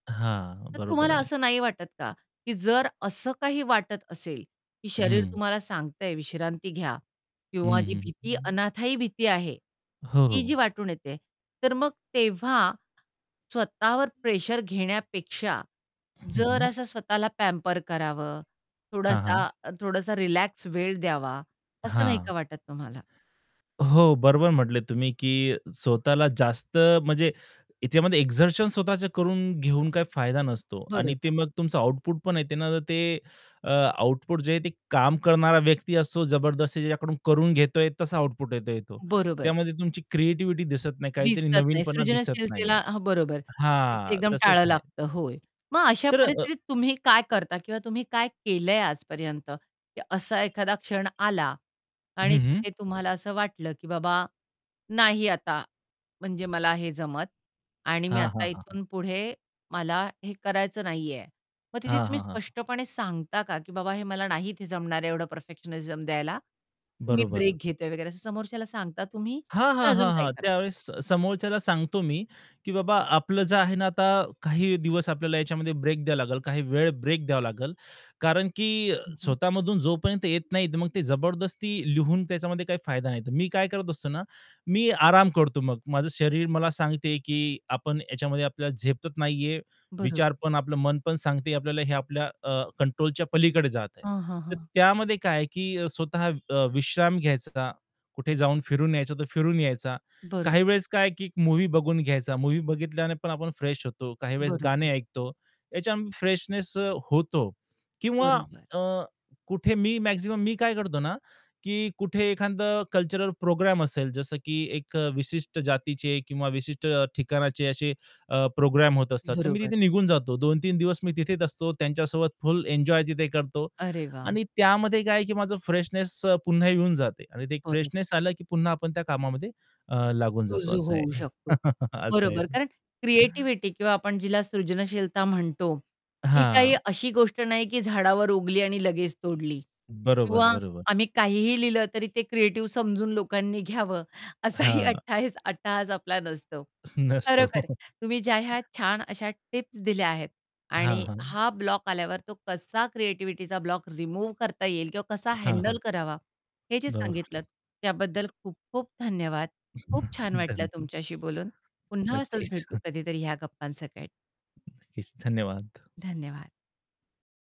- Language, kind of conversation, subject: Marathi, podcast, सर्जनशीलतेचा अडथळा आला की तुम्ही सर्वात आधी काय करता?
- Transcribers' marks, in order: static; other background noise; distorted speech; tapping; in English: "पॅम्पर"; in English: "एक्झर्शन"; other street noise; in English: "फ्रेश"; in English: "फ्रेशनेस"; in English: "फ्रेशनेस"; in English: "फ्रेशनेस"; chuckle; laughing while speaking: "असाही अ, हट्टईस हट्टहास"; laughing while speaking: "नसतो"; chuckle; chuckle